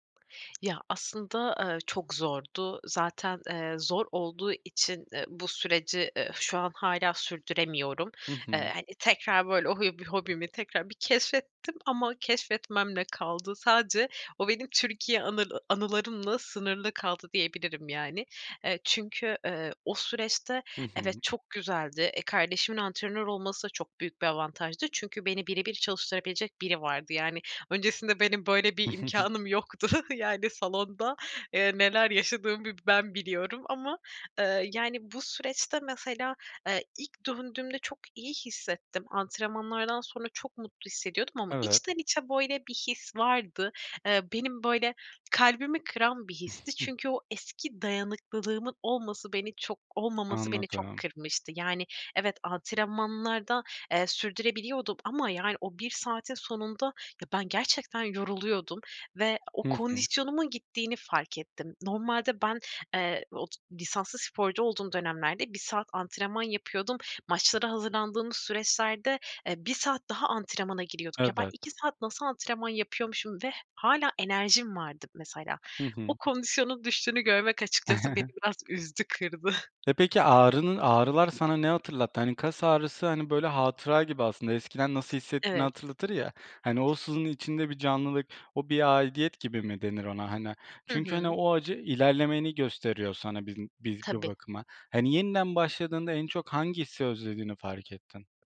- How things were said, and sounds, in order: other background noise; tapping; chuckle; chuckle; chuckle
- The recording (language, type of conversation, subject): Turkish, podcast, Eski bir hobinizi yeniden keşfetmeye nasıl başladınız, hikâyeniz nedir?